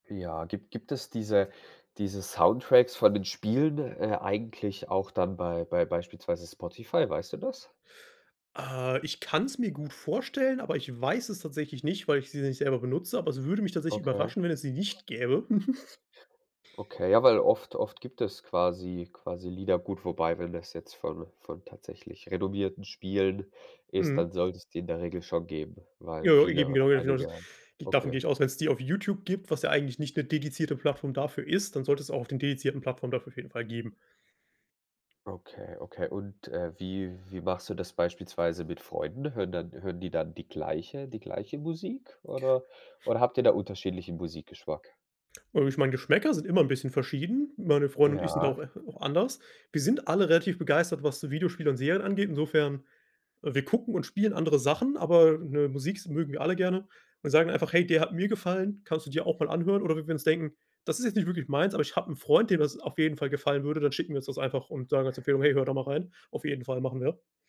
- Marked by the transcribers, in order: stressed: "nicht"; chuckle; other background noise
- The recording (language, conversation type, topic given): German, podcast, Wie entdeckst du normalerweise ganz konkret neue Musik?